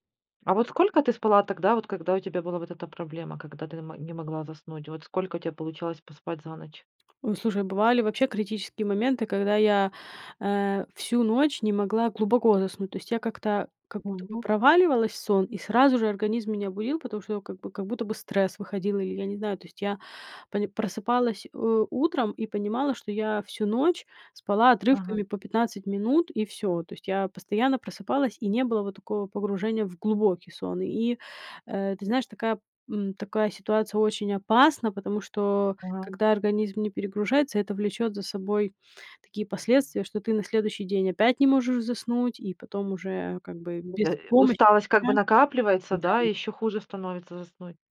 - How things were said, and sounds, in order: none
- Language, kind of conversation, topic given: Russian, podcast, Что вы думаете о влиянии экранов на сон?